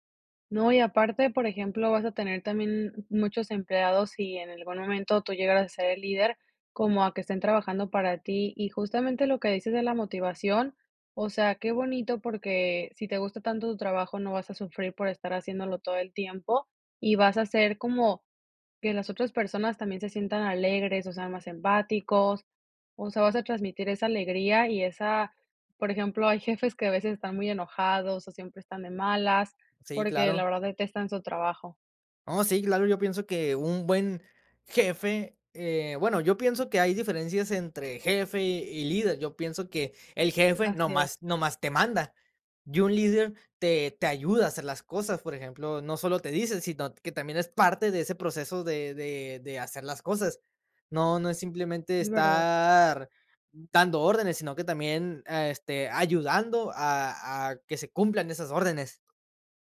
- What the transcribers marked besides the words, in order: tapping
- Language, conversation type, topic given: Spanish, podcast, ¿Qué hábitos diarios alimentan tu ambición?